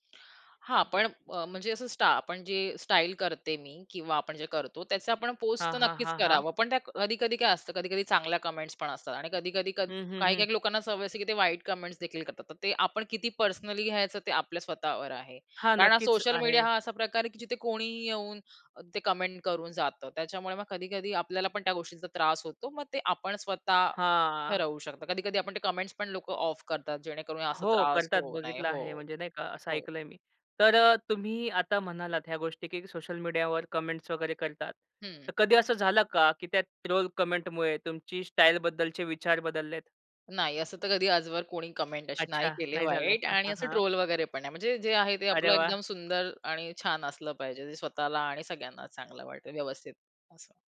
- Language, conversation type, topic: Marathi, podcast, सामाजिक माध्यमांचा तुमच्या पेहरावाच्या शैलीवर कसा परिणाम होतो?
- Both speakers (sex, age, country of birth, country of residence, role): female, 30-34, India, India, guest; male, 25-29, India, India, host
- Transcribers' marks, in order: other background noise; in English: "कमेंट्स"; in English: "कमेंट्स"; in English: "कमेंट"; in English: "कमेंट्स"; in English: "ऑफ"; in English: "कमेंट्स"; in English: "कमेंटमुळे"; in English: "कमेंट"; tapping